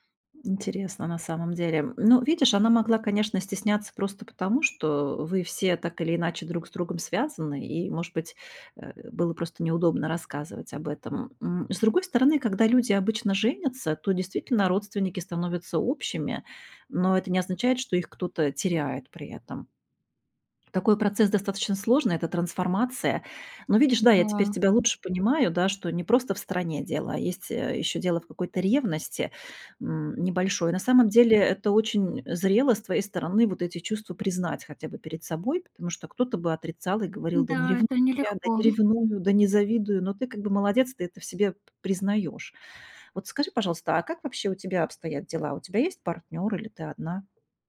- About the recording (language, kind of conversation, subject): Russian, advice, Почему я завидую успехам друга в карьере или личной жизни?
- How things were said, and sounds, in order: tapping